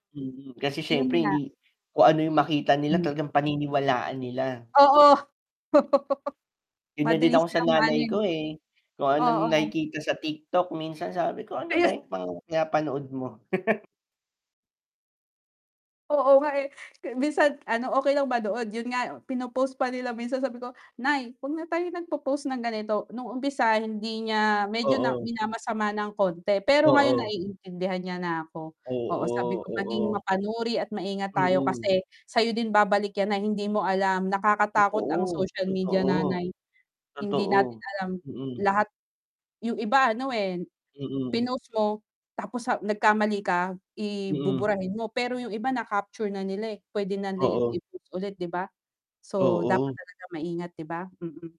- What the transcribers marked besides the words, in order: mechanical hum; laugh; laugh; static
- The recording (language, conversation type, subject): Filipino, unstructured, Paano mo mahihikayat ang iba na maging responsable sa pagbabahagi ng impormasyon?